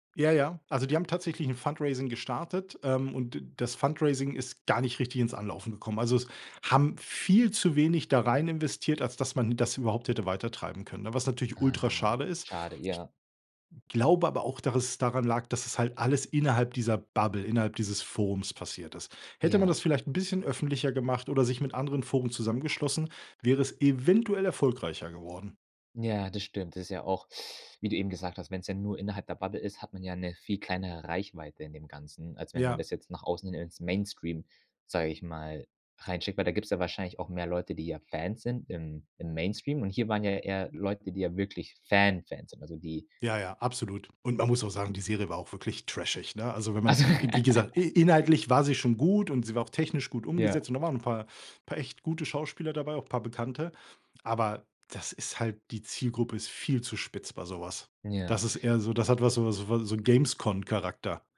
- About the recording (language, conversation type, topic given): German, podcast, Wie verändern soziale Medien die Diskussionen über Serien und Fernsehsendungen?
- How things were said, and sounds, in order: laughing while speaking: "Also"; laugh